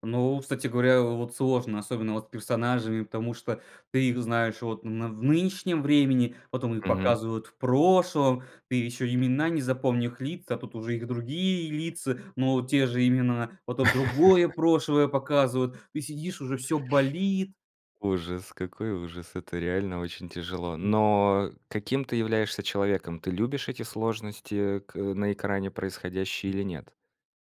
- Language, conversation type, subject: Russian, podcast, Какой сериал стал для тебя небольшим убежищем?
- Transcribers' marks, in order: laugh